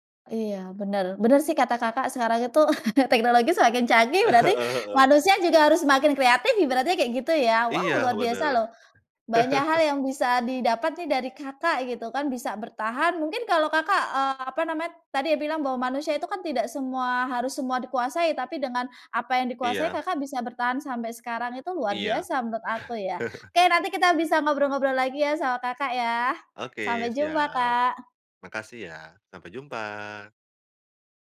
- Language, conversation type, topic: Indonesian, podcast, Bagaimana cara menemukan minat yang dapat bertahan lama?
- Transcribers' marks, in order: chuckle; laughing while speaking: "Heeh"; chuckle; chuckle